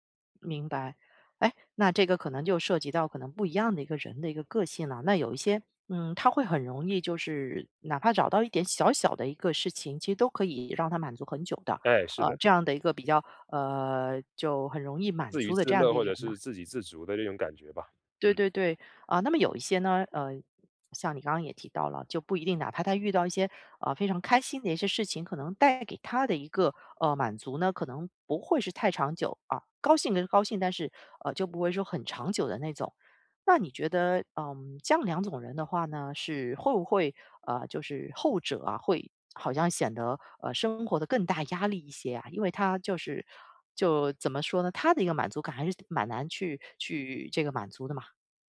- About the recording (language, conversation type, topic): Chinese, podcast, 能聊聊你日常里的小确幸吗？
- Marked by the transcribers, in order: none